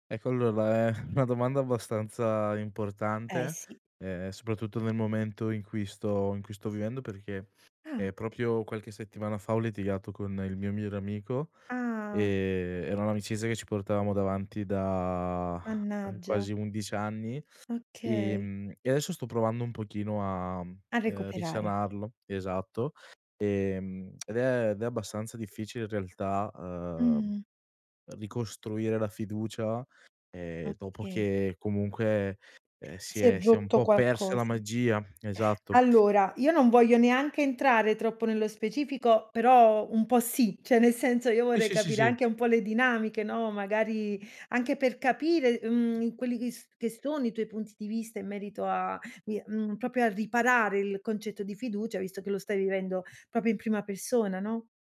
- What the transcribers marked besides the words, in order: laughing while speaking: "è"; "proprio" said as "propio"; sigh; other background noise; "cioè" said as "ceh"; "proprio" said as "propio"; "proprio" said as "propio"
- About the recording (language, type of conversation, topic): Italian, podcast, Come puoi riparare la fiducia dopo un errore?
- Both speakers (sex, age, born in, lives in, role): female, 30-34, Italy, Italy, host; male, 20-24, Italy, Italy, guest